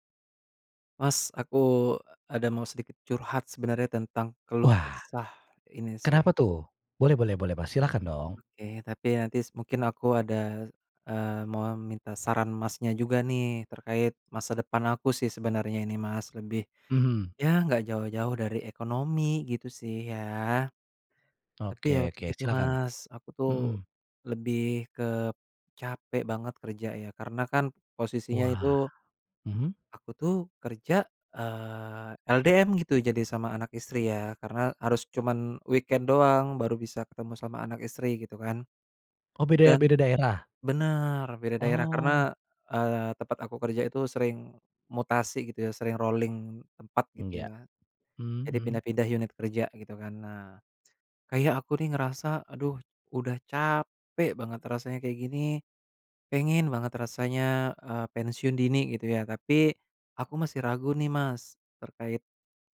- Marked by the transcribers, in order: in English: "weekend"; in English: "rolling"
- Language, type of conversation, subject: Indonesian, advice, Apakah saya sebaiknya pensiun dini atau tetap bekerja lebih lama?